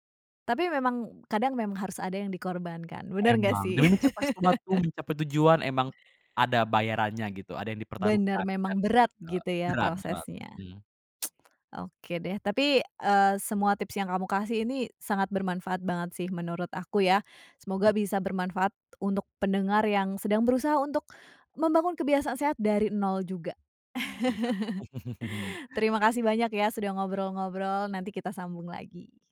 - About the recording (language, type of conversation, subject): Indonesian, podcast, Bagaimana kamu membangun kebiasaan hidup sehat dari nol?
- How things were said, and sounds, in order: laugh; tsk; laugh